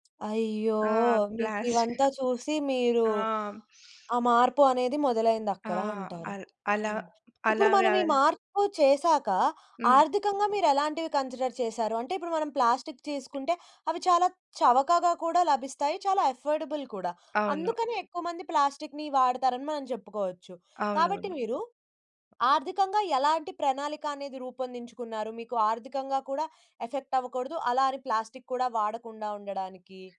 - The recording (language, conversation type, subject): Telugu, podcast, ఒక సాధారణ వ్యక్తి ప్లాస్టిక్‌ను తగ్గించడానికి తన రోజువారీ జీవితంలో ఏలాంటి మార్పులు చేయగలడు?
- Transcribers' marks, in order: other background noise; sniff; in English: "కన్సిడర్"; tapping; in English: "అఫర్డబుల్"; in English: "ఎఫెక్ట్"